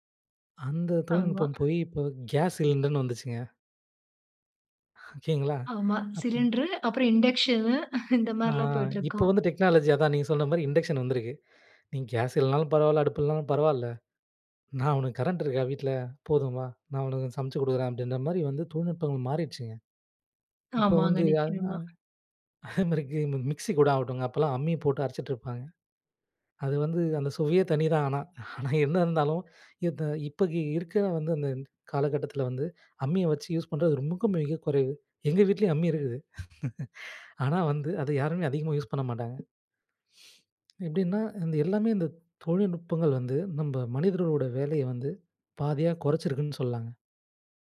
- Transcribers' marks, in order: other background noise; in English: "இண்டஷ்னு"; chuckle; in English: "இண்டக்ஷன்"; laughing while speaking: "அதே மாரி"; chuckle; "ரொம்பவும்" said as "ரொம்பக்கும்"; laugh; tapping; "சொல்லலாங்க" said as "சொல்லாங்க"
- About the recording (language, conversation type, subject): Tamil, podcast, புதிய தொழில்நுட்பங்கள் உங்கள் தினசரி வாழ்வை எப்படி மாற்றின?